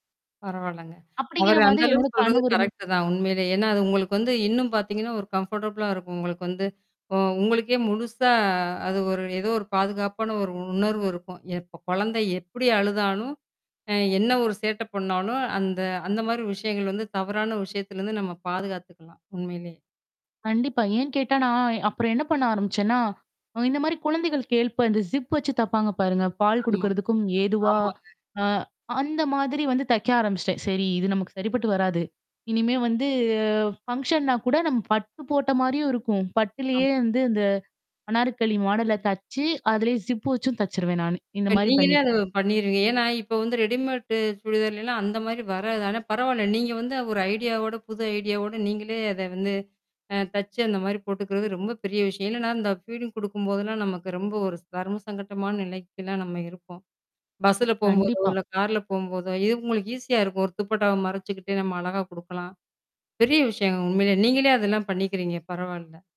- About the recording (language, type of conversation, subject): Tamil, podcast, புதியவரை முதன்முறையாக சந்திக்கும்போது, உங்கள் உடைமுறை உங்களுக்கு எப்படி உதவுகிறது?
- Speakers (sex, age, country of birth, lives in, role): female, 25-29, India, India, guest; female, 35-39, India, India, host
- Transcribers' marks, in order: static; in English: "கம்ஃபர்டபிளா"; "மாதிரி" said as "மாரி"; distorted speech; "மாதிரியும்" said as "மாரியும்"; in English: "ஃபீடிங்"; in English: "ஈஸியா"